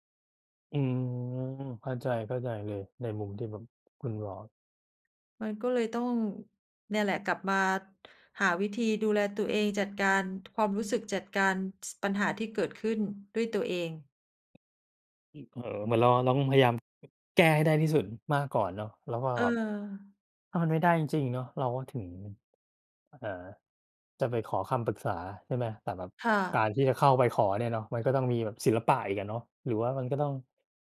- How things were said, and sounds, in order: other background noise; tapping; "พยายาม" said as "พะยาม"
- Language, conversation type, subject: Thai, unstructured, คุณคิดว่าการขอความช่วยเหลือเป็นเรื่องอ่อนแอไหม?